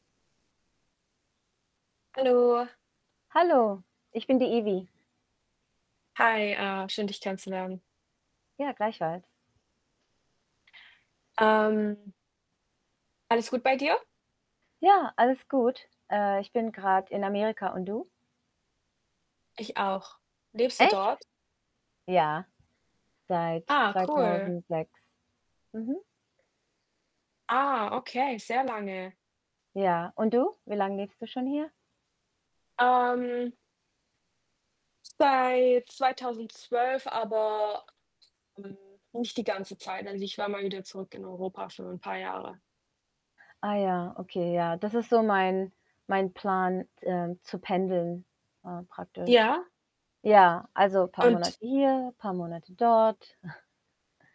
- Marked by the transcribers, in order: static; other background noise; tapping; chuckle
- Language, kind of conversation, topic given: German, unstructured, Wie entscheiden Sie sich zwischen einem Buch und einem Film?